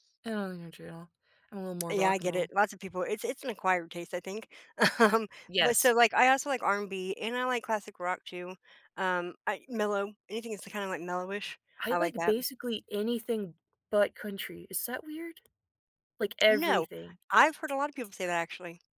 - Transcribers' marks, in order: laughing while speaking: "Um"; other background noise
- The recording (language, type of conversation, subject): English, unstructured, How do your personal favorites in entertainment differ from popular rankings, and what influences your choices?
- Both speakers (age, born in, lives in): 30-34, United States, United States; 45-49, United States, United States